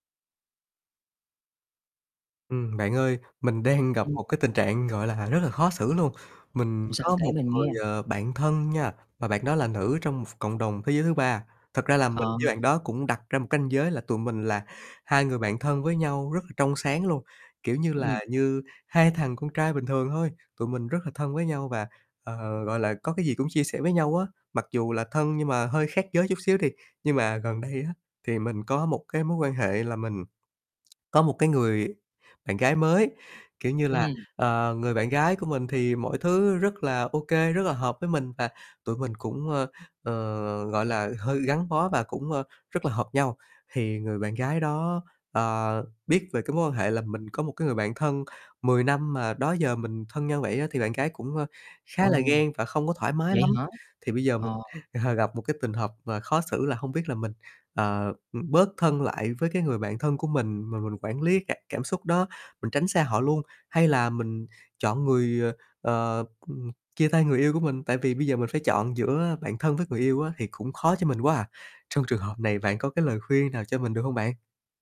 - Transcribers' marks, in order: laughing while speaking: "đang"; static; tapping; distorted speech; other background noise; laughing while speaking: "ờ"
- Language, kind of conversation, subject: Vietnamese, advice, Tôi nên làm gì khi cảm thấy khó xử vì phải chọn giữa bạn thân và người yêu?
- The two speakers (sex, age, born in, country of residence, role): male, 30-34, Vietnam, Vietnam, advisor; male, 30-34, Vietnam, Vietnam, user